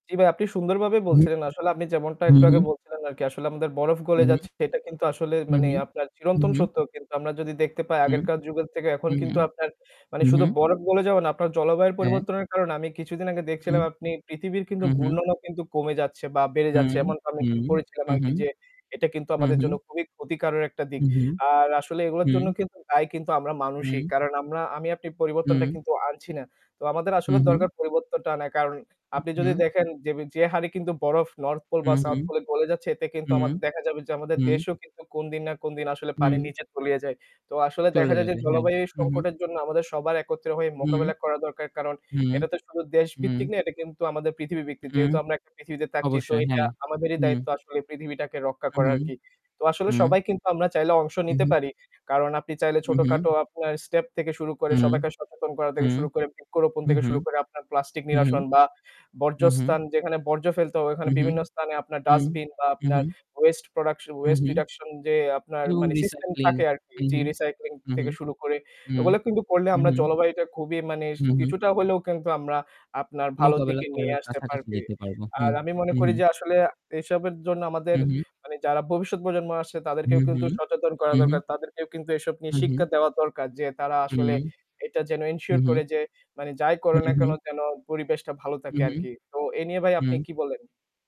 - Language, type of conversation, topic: Bengali, unstructured, আমরা জলবায়ু পরিবর্তনের প্রভাব কীভাবে বুঝতে পারি?
- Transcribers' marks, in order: distorted speech; static; in English: "north pole"; in English: "south pole"; "থাকছি" said as "তাকছি"; "রক্ষা" said as "রক্কা"; in English: "step"; "স্থানে" said as "স্তানে"; in English: "to recycling"; in English: "waste production waste reduction"; in English: "system"; in English: "recycling"; in English: "ensure"